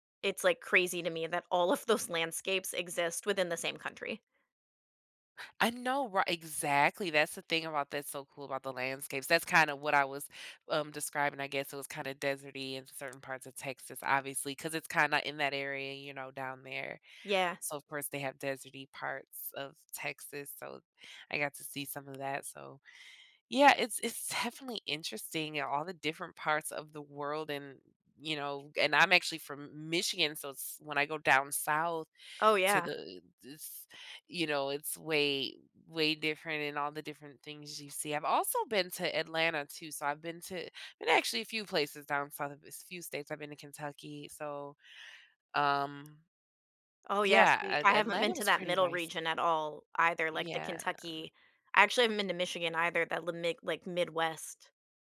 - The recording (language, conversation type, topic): English, unstructured, What is your favorite place you have ever traveled to?
- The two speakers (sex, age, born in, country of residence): female, 30-34, United States, United States; female, 30-34, United States, United States
- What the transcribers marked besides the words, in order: laughing while speaking: "of those"; other background noise; tapping; drawn out: "Yeah"